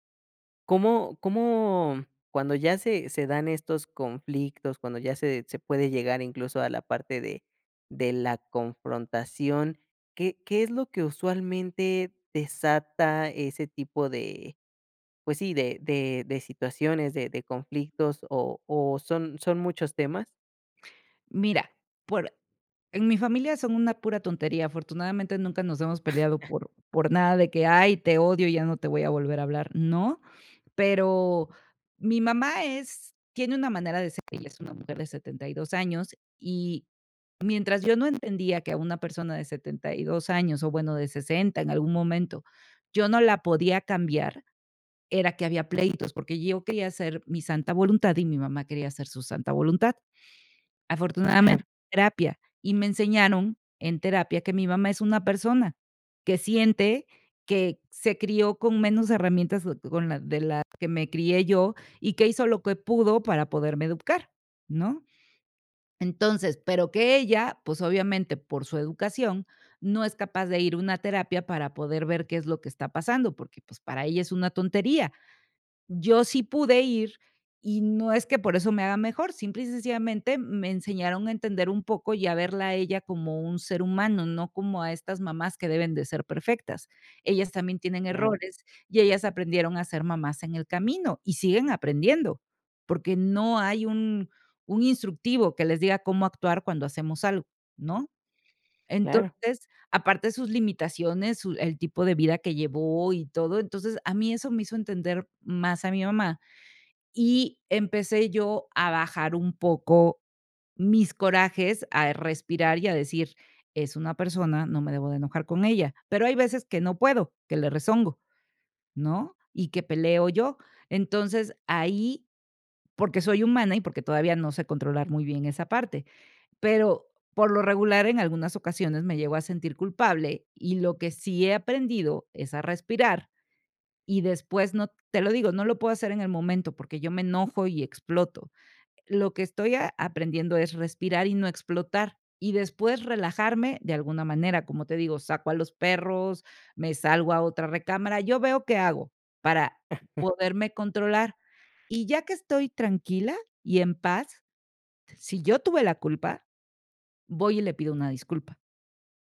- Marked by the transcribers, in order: other background noise; chuckle; unintelligible speech; giggle
- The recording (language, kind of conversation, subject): Spanish, podcast, ¿Cómo puedes reconocer tu parte en un conflicto familiar?